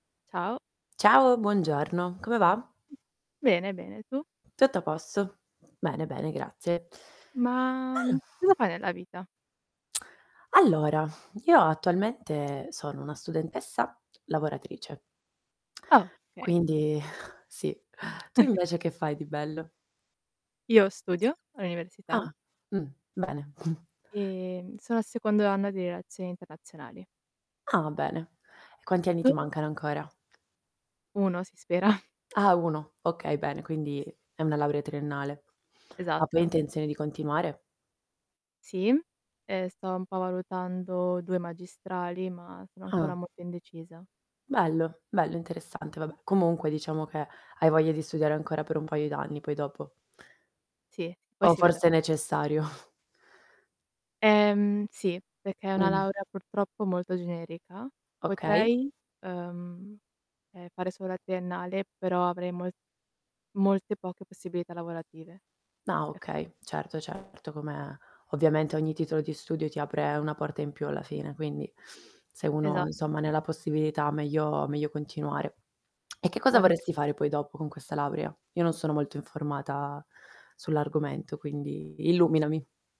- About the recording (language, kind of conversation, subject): Italian, unstructured, Come immagini la tua vita tra dieci anni?
- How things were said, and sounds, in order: static; distorted speech; tapping; lip smack; other noise; other background noise; snort; laughing while speaking: "spera"; snort; "perché" said as "peché"; lip smack